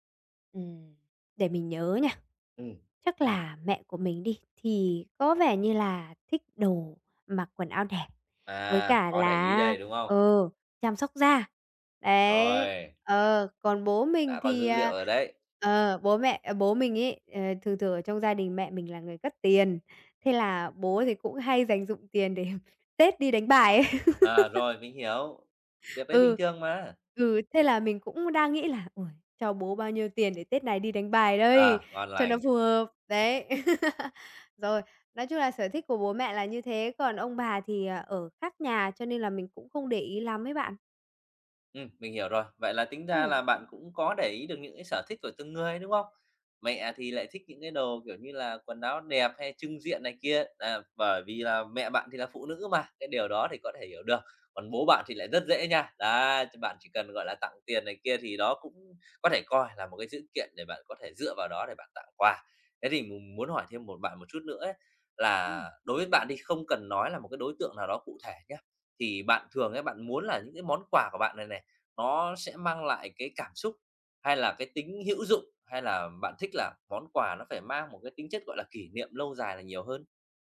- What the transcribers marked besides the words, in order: tapping; other background noise; laughing while speaking: "để"; laugh; laugh
- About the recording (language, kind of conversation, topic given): Vietnamese, advice, Bạn có thể gợi ý những món quà tặng ý nghĩa phù hợp với nhiều đối tượng khác nhau không?